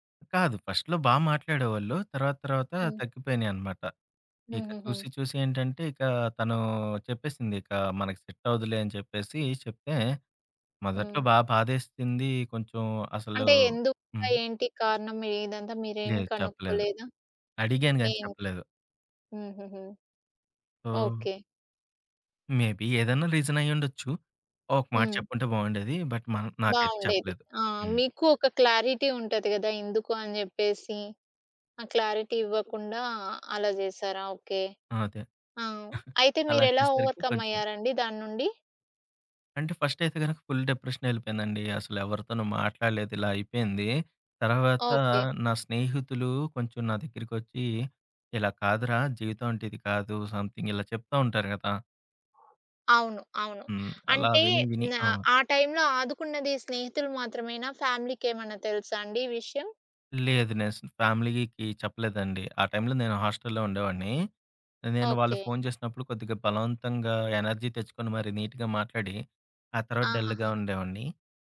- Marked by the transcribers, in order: other background noise; in English: "ఫస్ట్‌లో"; in English: "సెట్"; in English: "మేబి"; in English: "బట్"; in English: "క్లారిటీ"; in English: "క్లారిటీ"; chuckle; in English: "ఓవర్‌కమ్"; in English: "ఫస్ట్"; in English: "ఫుల్"; in English: "సమ్‌థింగ్"; in English: "ఫ్యామిలీకేమన్నా"; in English: "ఫ్యామిలీకి"; in English: "ఎనర్జీ"; in English: "నీట్‌గా"; in English: "డల్‌గా"
- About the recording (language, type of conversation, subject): Telugu, podcast, నిరాశను ఆశగా ఎలా మార్చుకోవచ్చు?